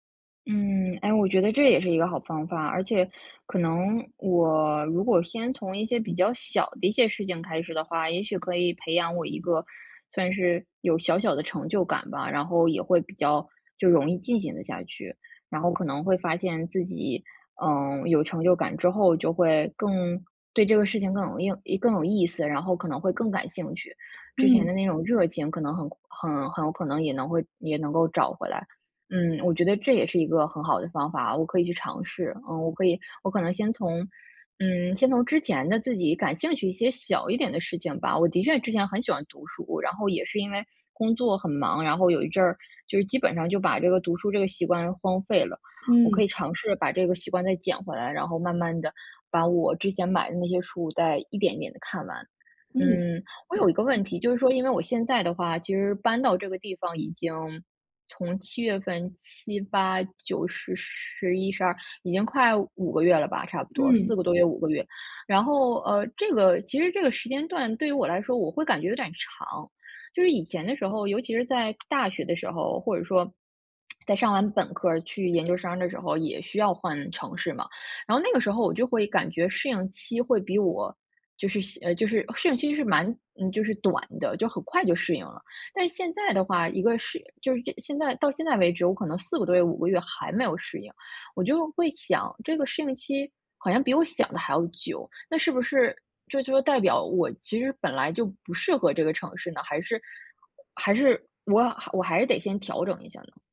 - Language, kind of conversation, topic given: Chinese, advice, 搬到新城市后，我感到孤独和不安，该怎么办？
- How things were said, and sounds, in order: unintelligible speech; other background noise; lip smack